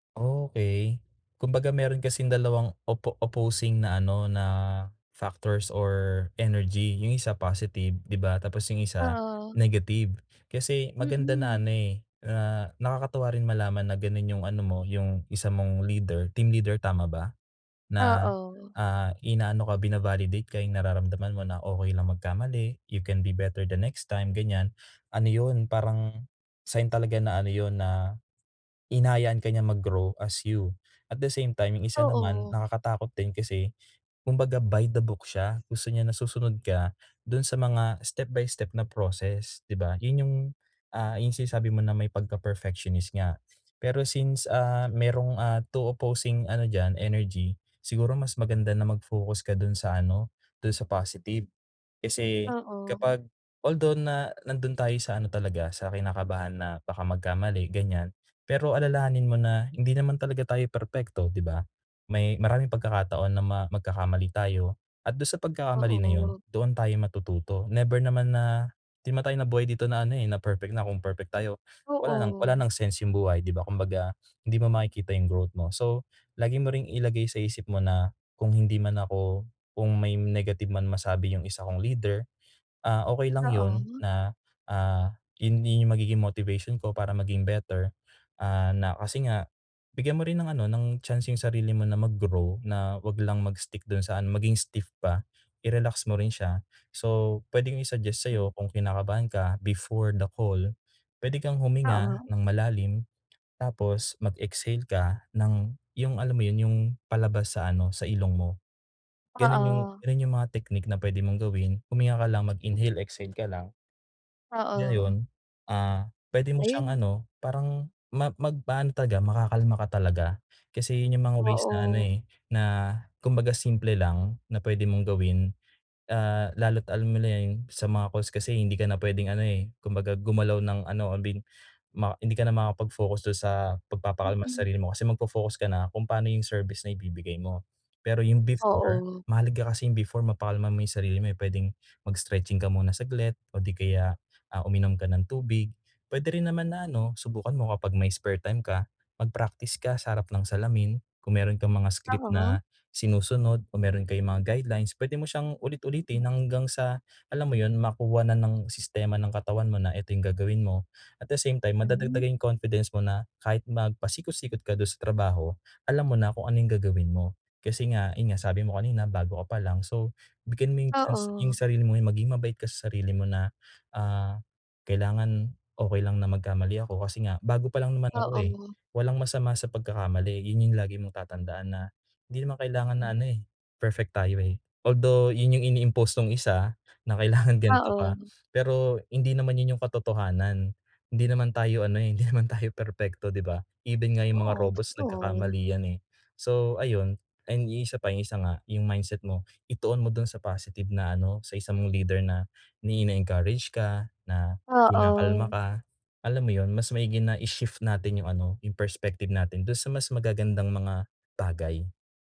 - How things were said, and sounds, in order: laughing while speaking: "kailangan"; laughing while speaking: "hindi naman tayo"
- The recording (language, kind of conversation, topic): Filipino, advice, Ano ang mga epektibong paraan para mabilis akong kumalma kapag sobra akong nababagabag?